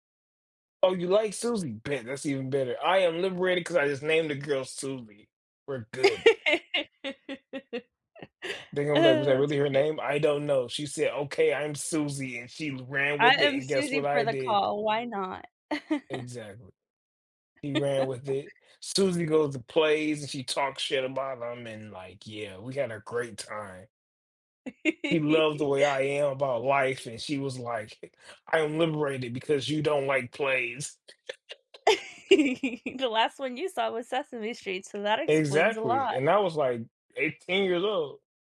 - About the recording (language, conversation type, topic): English, unstructured, What strategies help you maintain a healthy balance between alone time and social activities?
- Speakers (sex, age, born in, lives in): female, 30-34, Mexico, United States; male, 35-39, United States, United States
- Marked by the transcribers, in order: tapping; chuckle; other background noise; chuckle; chuckle; chuckle